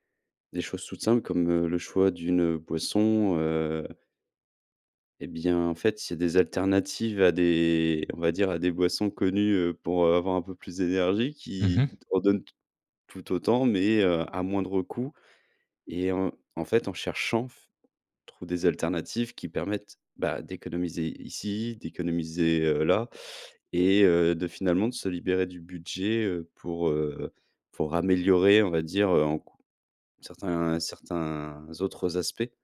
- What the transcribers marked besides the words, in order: none
- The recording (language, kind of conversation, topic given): French, advice, Comment concilier qualité de vie et dépenses raisonnables au quotidien ?